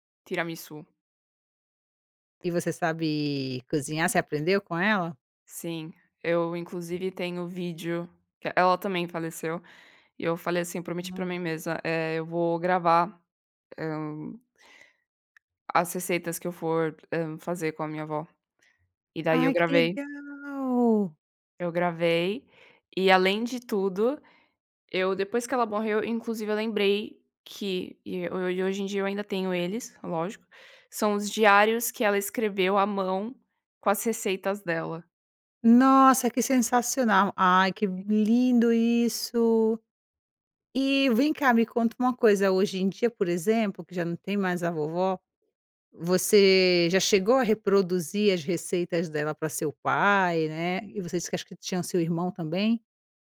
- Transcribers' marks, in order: unintelligible speech
- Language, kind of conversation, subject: Portuguese, podcast, Tem alguma receita de família que virou ritual?